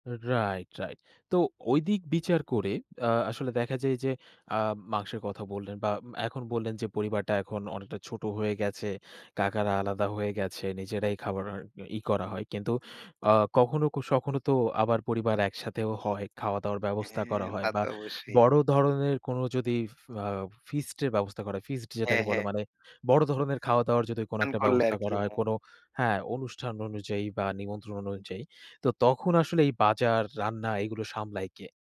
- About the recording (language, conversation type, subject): Bengali, podcast, তোমরা বাড়ির কাজগুলো কীভাবে ভাগ করে নাও?
- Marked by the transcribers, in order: unintelligible speech; "যদি" said as "যদিফ"; unintelligible speech